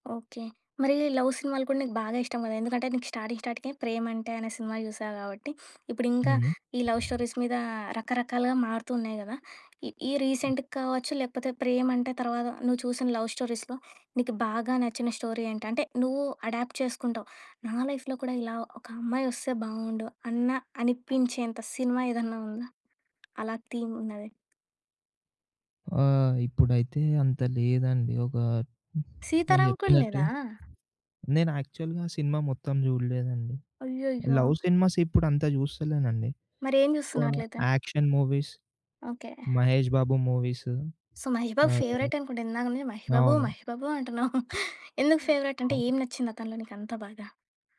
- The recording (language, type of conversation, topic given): Telugu, podcast, తెలుగు సినిమా కథల్లో ఎక్కువగా కనిపించే అంశాలు ఏవి?
- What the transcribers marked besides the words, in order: other background noise; in English: "లవ్"; in English: "స్టార్టింగ్"; wind; in English: "లవ్ స్టోరీస్"; in English: "రీసెంట్‌గా"; in English: "స్టోరీస్‌లో"; in English: "స్టోరీ"; in English: "అడాప్ట్"; in English: "లైఫ్‌లో"; tapping; in English: "థీమ్"; in English: "లవ్ సినిమాస్"; in English: "యాక్షన్ మూవీస్"; in English: "సో"; in English: "ఫేవరైట్"; chuckle; in English: "ఫేవరైట్?"